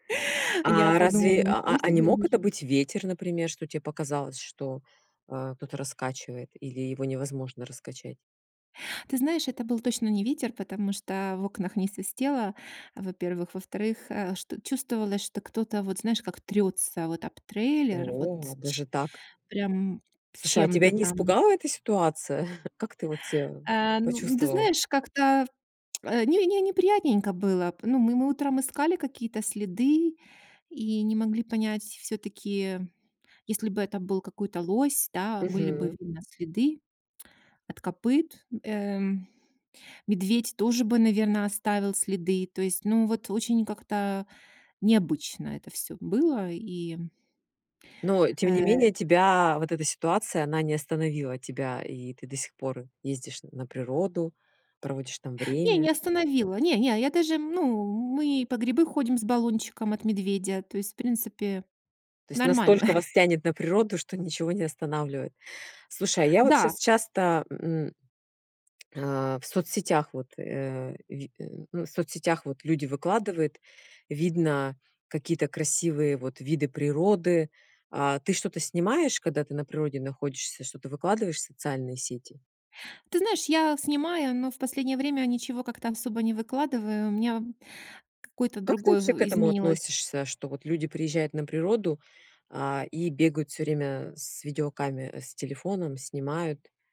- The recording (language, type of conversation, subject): Russian, podcast, Как природа учит нас замедляться и по-настоящему видеть мир?
- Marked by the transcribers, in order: chuckle; tsk; tsk; chuckle